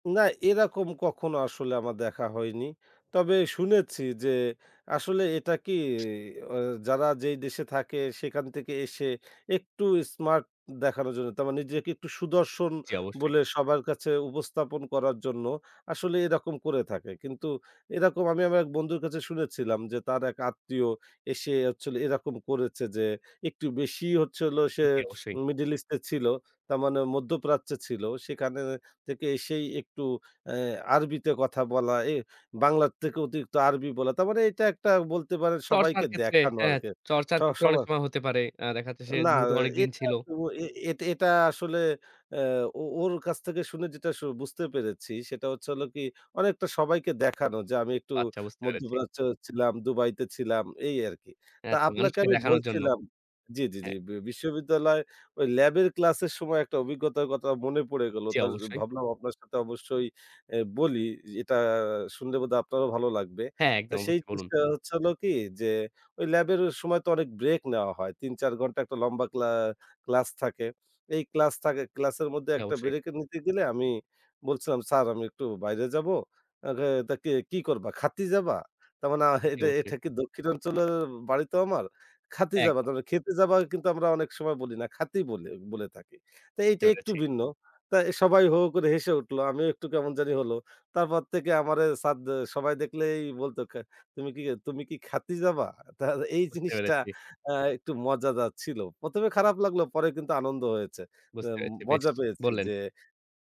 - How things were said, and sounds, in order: other background noise; "তারা" said as "তামা"; snort; unintelligible speech; drawn out: "এটা"; tapping; laughing while speaking: "তা"
- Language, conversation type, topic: Bengali, podcast, তুমি নিজের ভাষা টিকিয়ে রাখতে কী কী পদক্ষেপ নিয়েছো?